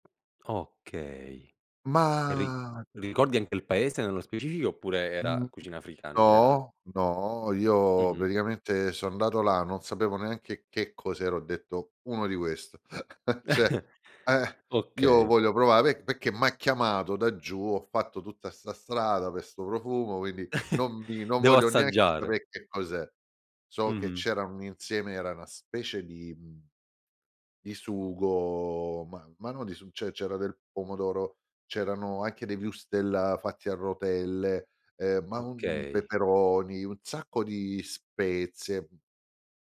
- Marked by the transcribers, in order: tapping; other background noise; chuckle; chuckle; "cioè" said as "ceh"
- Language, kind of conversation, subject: Italian, podcast, Qual è il miglior cibo di strada che hai provato?